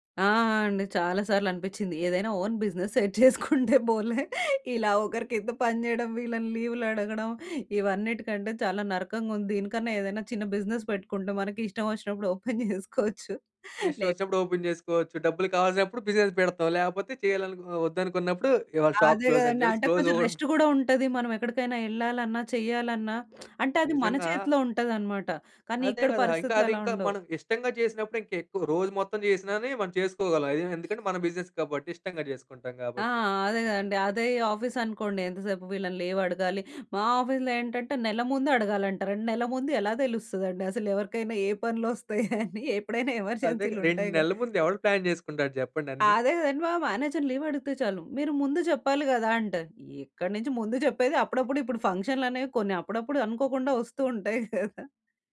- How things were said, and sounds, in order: in English: "ఓన్ బిజినెస్ సెట్"; laughing while speaking: "సెట్ జేసుకుంటే పోలే. ఇలా ఒకరి కింద పని జేయడం వీళ్ళని లీవులడగడం"; in English: "బిజినెస్"; in English: "ఓపెన్"; in English: "ఓపెన్"; in English: "బిజినెస్"; in English: "షాప్ క్లోజ్"; in English: "క్లోస్"; in English: "రెస్ట్"; unintelligible speech; other background noise; in English: "ఆఫీస్"; in English: "ఆఫీస్‌లో"; laughing while speaking: "పనులోస్తాయని? ఎప్పుడైనా ఎమర్జెన్సీలు ఉంటాయిగా"; in English: "ప్లాన్"; in English: "మానేజర్"; laughing while speaking: "గదా!"
- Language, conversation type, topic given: Telugu, podcast, పని మీద ఆధారపడకుండా సంతోషంగా ఉండేందుకు మీరు మీకు మీరే ఏ విధంగా పరిమితులు పెట్టుకుంటారు?